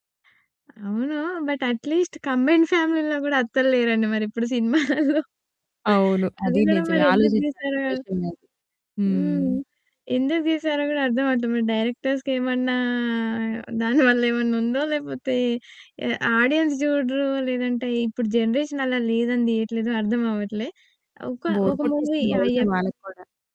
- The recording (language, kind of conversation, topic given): Telugu, podcast, సినిమాల్లో మహిళా పాత్రలు నిజంగా మారాయని మీరు అనుకుంటున్నారా?
- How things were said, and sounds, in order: other background noise; in English: "బట్ అట్లీస్ట్ కంబైన్డ్"; laughing while speaking: "సినిమాలల్లో. అది కూడా మరి ఎందుకు తీసారో"; static; distorted speech; in English: "డైరెక్టర్స్‌కి"; laughing while speaking: "దాని వల్ల"; in English: "ఆడియన్స్"; in English: "జనరేషన్"; in English: "బోర్"; in English: "మూవీ"; in English: "ఎఫ్"